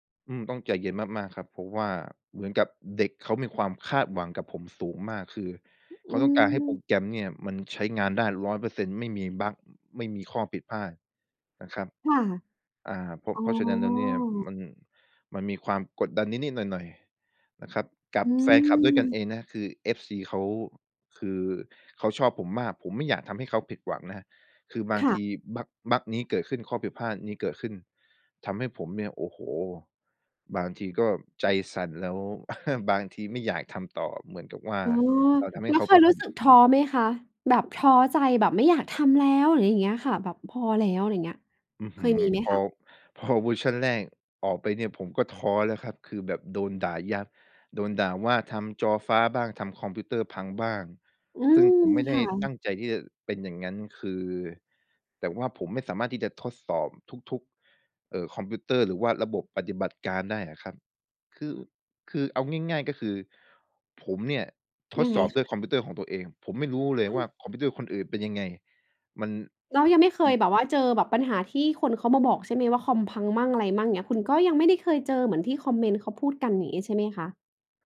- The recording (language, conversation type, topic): Thai, podcast, คุณรับมือกับความอยากให้ผลงานสมบูรณ์แบบอย่างไร?
- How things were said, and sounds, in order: other background noise; chuckle; laughing while speaking: "พอ"